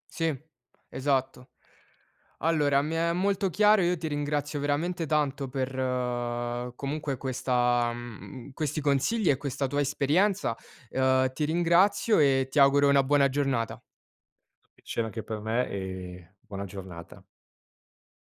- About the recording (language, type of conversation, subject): Italian, podcast, Come si supera la solitudine in città, secondo te?
- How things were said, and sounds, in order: other background noise; tapping; unintelligible speech